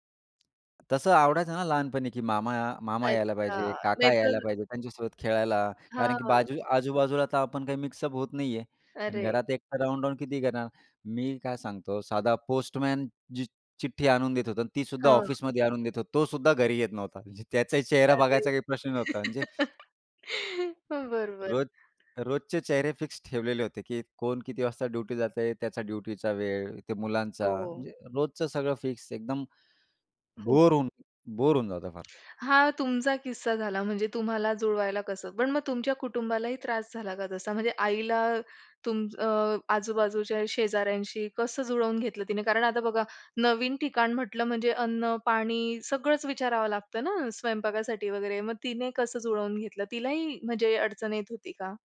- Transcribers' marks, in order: tapping; other background noise; other noise; laugh; laughing while speaking: "बरोबर"
- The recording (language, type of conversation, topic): Marathi, podcast, बाबा-आजोबांच्या स्थलांतराच्या गोष्टी सांगशील का?